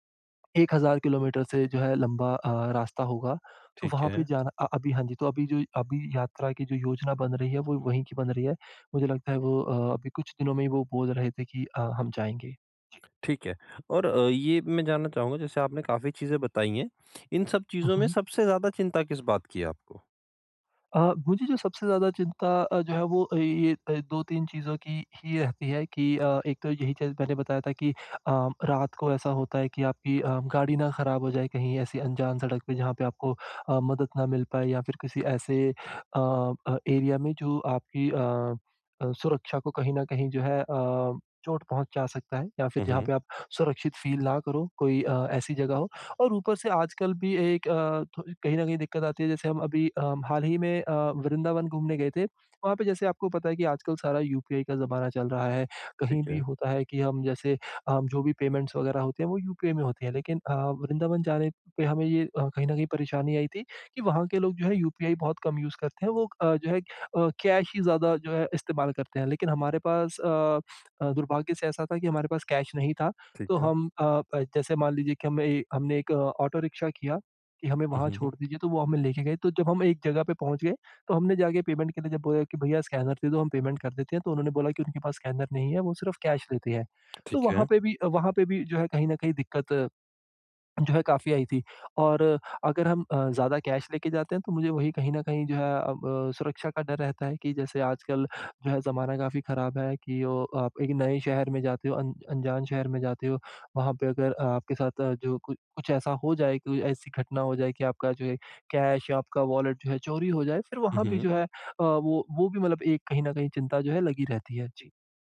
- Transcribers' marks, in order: in English: "एरिया"; in English: "फ़ील"; in English: "पेमेंट्स"; in English: "यूज़"; in English: "कैश"; in English: "कैश"; in English: "पेमेंट"; in English: "कैश"; tapping; in English: "कैश"; in English: "कैश"; in English: "वॉलेट"
- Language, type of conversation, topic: Hindi, advice, मैं यात्रा की अनिश्चितता और चिंता से कैसे निपटूँ?